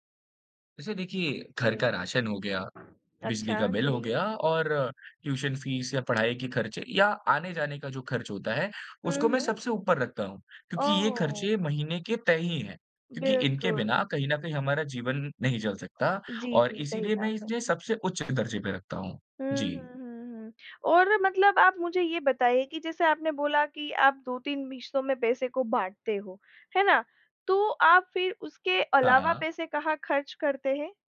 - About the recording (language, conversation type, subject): Hindi, podcast, पैसे बचाने और खर्च करने के बीच आप फैसला कैसे करते हैं?
- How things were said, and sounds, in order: other background noise; in English: "ट्यूशन फीस"